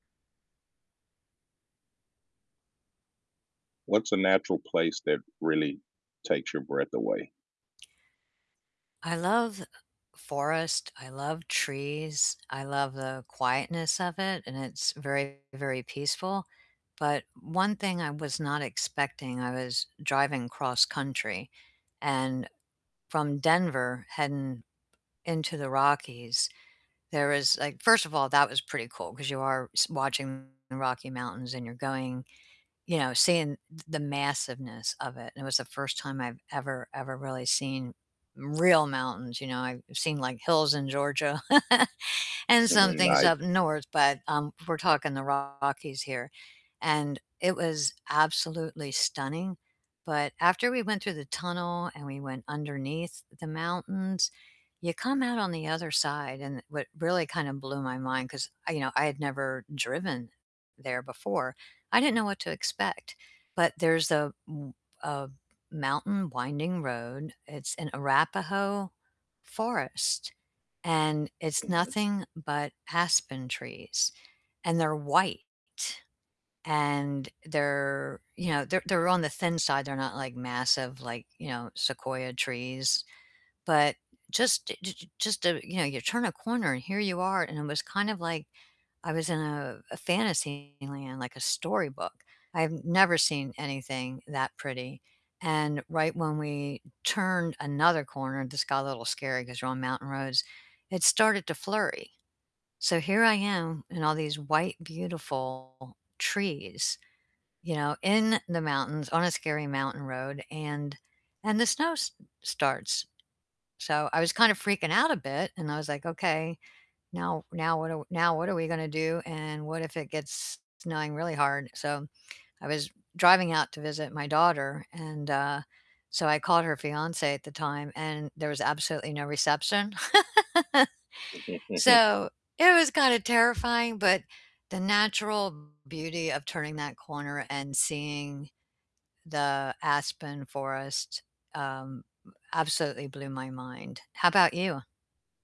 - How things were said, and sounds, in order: static; distorted speech; stressed: "real"; laugh; other background noise; tapping; chuckle; laugh
- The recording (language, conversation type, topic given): English, unstructured, What natural place truly took your breath away?
- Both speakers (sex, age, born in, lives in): female, 45-49, United States, United States; female, 60-64, United States, United States